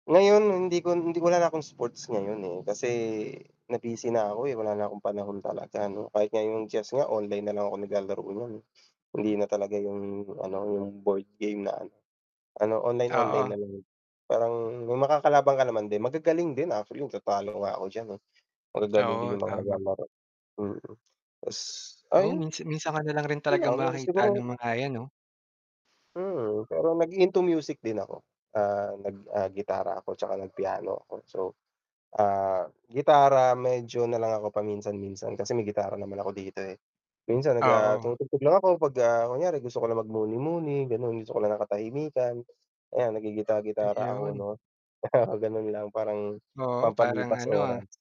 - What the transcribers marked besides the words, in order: mechanical hum; sniff; static; distorted speech; other animal sound; chuckle
- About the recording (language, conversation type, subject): Filipino, unstructured, Ano ang pinakanakakatuwang karanasan mo habang ginagawa ang paborito mong libangan?